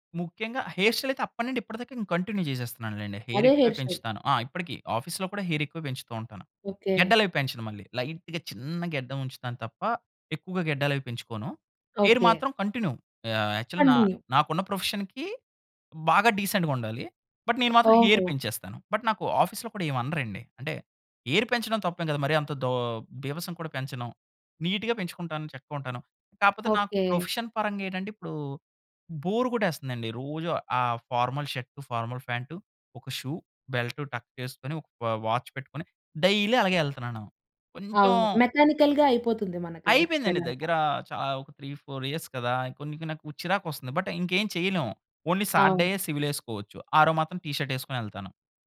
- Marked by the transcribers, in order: in English: "హెయిర్ స్టైల్"; in English: "కంటిన్యూ"; in English: "హెయిర్ స్టైల్"; in English: "హెయిర్"; in English: "ఆఫీస్‌లో"; in English: "హెయిర్"; in English: "లైట్‌గా"; in English: "కంటిన్యూ"; in English: "హెయిర్"; in English: "కంటిన్యూ"; in English: "యాక్చువల్"; in English: "ప్రొఫెషన్‌కి"; in English: "డీసెంట్‌గా"; in English: "బట్"; in English: "హెయిర్"; in English: "బట్"; in English: "ఆఫీస్‌లో"; in English: "హెయిర్"; in English: "నీట్‌గా"; in English: "ప్రొఫెషన్"; in English: "బోర్"; in English: "ఫార్మల్ షర్ట్, ఫార్మల్ ఫాంటు"; in English: "షూ, బెల్ట్, టక్"; in English: "వా వాచ్"; in English: "డైలీ"; in English: "మెకానికల్‌గా"; in English: "లైఫ్ స్టైల్"; in English: "త్రీ ఫోర్ ఇయర్స్"; in English: "బట్"; in English: "ఓన్లీ సాటర్డే‌ఎ సివిల్"; in English: "టీ షర్ట్"
- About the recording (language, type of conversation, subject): Telugu, podcast, స్టైల్‌లో మార్పు చేసుకున్న తర్వాత మీ ఆత్మవిశ్వాసం పెరిగిన అనుభవాన్ని మీరు చెప్పగలరా?